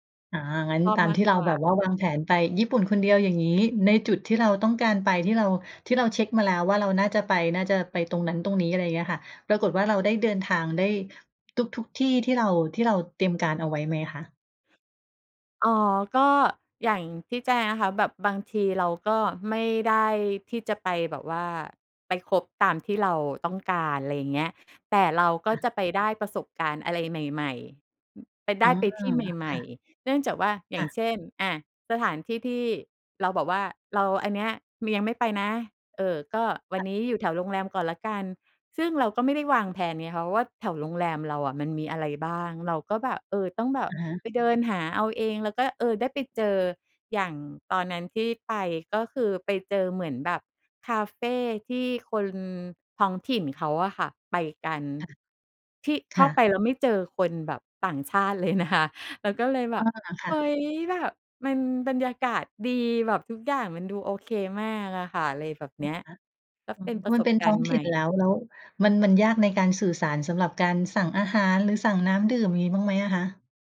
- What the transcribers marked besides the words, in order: laughing while speaking: "ต่างชาติเลยนะคะ"; unintelligible speech
- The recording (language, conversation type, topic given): Thai, podcast, คุณควรเริ่มวางแผนทริปเที่ยวคนเดียวยังไงก่อนออกเดินทางจริง?